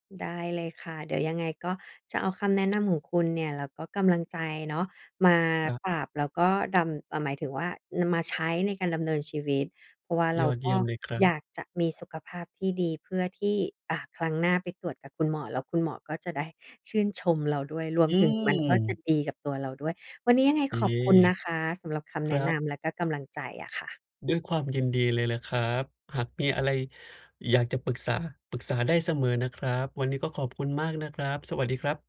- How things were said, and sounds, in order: other background noise
- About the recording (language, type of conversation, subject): Thai, advice, จะเริ่มปรับพฤติกรรมการกินตามสัญญาณของร่างกายได้อย่างไร?